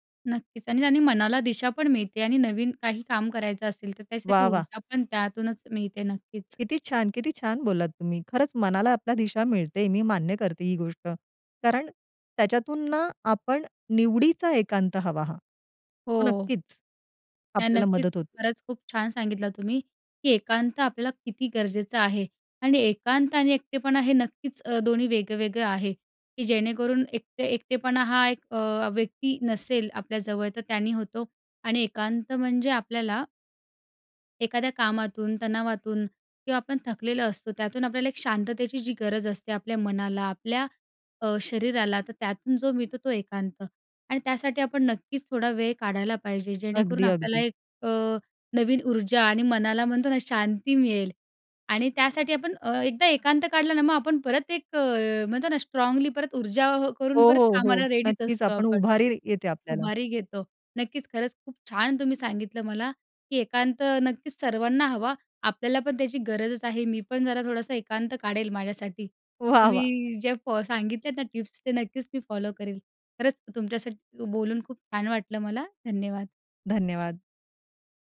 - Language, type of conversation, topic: Marathi, podcast, कधी एकांत गरजेचा असतो असं तुला का वाटतं?
- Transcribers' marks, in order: tapping; other background noise; in English: "रेडीच"